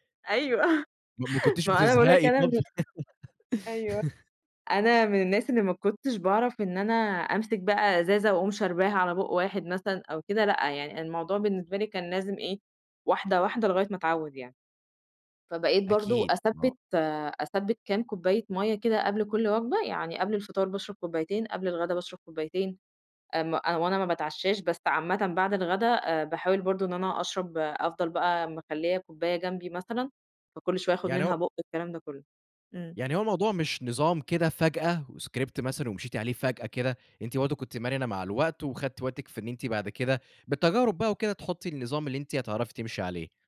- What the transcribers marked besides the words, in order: laughing while speaking: "أيوه ما هو أنا باقول لك أنا من ال"; laugh; laughing while speaking: "أيوه"; laugh; in English: "وscript"; other background noise
- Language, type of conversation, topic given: Arabic, podcast, إيه العادات الصغيرة اللي خلّت يومك أحسن؟